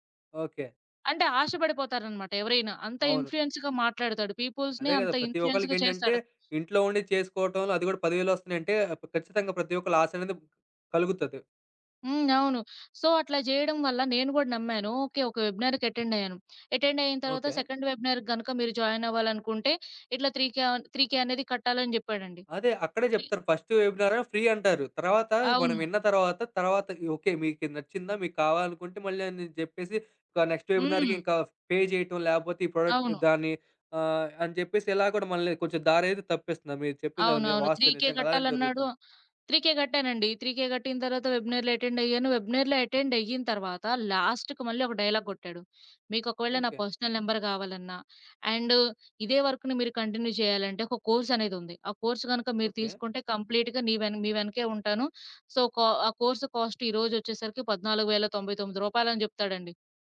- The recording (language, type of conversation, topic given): Telugu, podcast, షార్ట్ వీడియోలు ప్రజల వినోద రుచిని ఎలా మార్చాయి?
- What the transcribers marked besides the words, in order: other background noise; in English: "ఇన్‌ఫ్లూయెన్స్‌గా"; in English: "పీపుల్స్‌ని"; in English: "ఇన్‌ఫ్లూయెన్స్‌గా"; in English: "సో"; in English: "వెబినార్‌కి అటెండ్"; in English: "అటెండ్"; in English: "సెకండ్ వెబినార్‌కి"; in English: "త్రీ కే"; in English: "త్రీ కే"; in English: "త్రీ"; in English: "ఫస్ట్"; in English: "ఫ్రీ"; in English: "నెక్స్ట్ వెబినార్‌కి"; in English: "పే"; in English: "ప్రొడక్ట్"; in English: "త్రీ కే"; in English: "త్రీ కే"; in English: "త్రీ కే"; in English: "వెబినార్‌లో అటెండ్"; in English: "వెబినార్‌లో అటెండ్"; in English: "లాస్ట్‌కి"; in English: "డైలాగ్"; in English: "పర్సనల్ నంబర్"; in English: "అండ్"; in English: "వర్క్‌ని"; in English: "కంటిన్యూ"; in English: "కోర్స్"; in English: "కోర్స్"; in English: "కంప్లీట్‌గా"; in English: "సో"; in English: "కోర్స్ కాస్ట్"